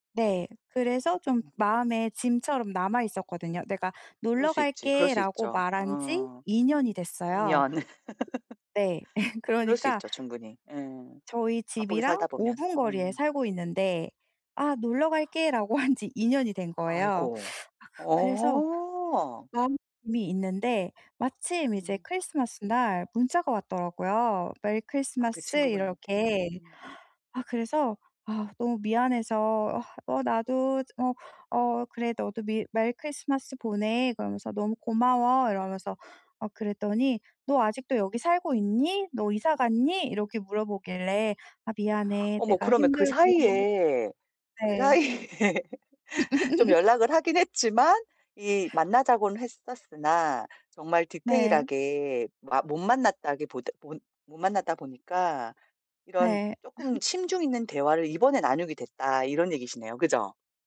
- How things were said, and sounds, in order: laugh; laughing while speaking: "한 지"; other background noise; laughing while speaking: "사이에"; laugh; laugh
- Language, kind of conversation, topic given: Korean, advice, 친구에게 줄 개성 있는 선물은 어떻게 고르면 좋을까요?